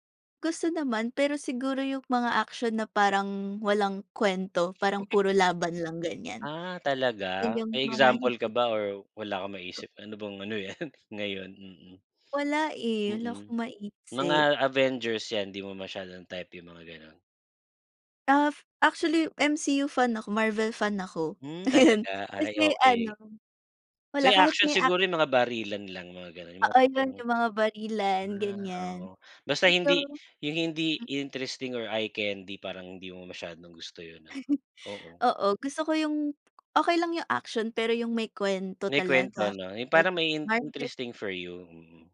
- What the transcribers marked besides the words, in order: other background noise; giggle; tapping; laughing while speaking: "yan"; laughing while speaking: "Ayun"; chuckle
- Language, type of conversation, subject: Filipino, unstructured, Ano ang huling pelikulang talagang nagpasaya sa’yo?